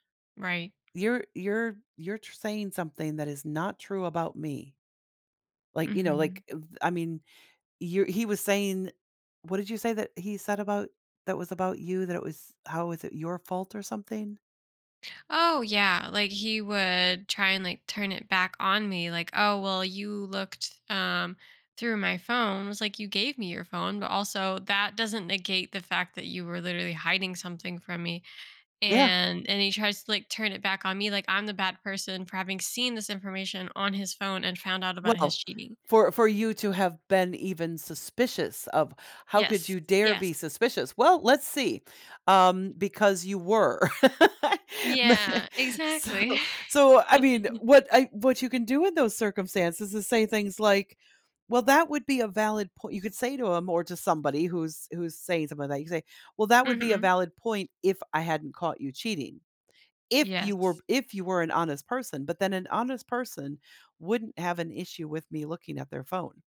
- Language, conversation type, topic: English, advice, How can I get my partner to listen when they dismiss my feelings?
- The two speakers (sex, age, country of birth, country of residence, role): female, 30-34, United States, United States, user; female, 55-59, United States, United States, advisor
- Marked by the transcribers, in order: laugh; laughing while speaking: "Me so"; laugh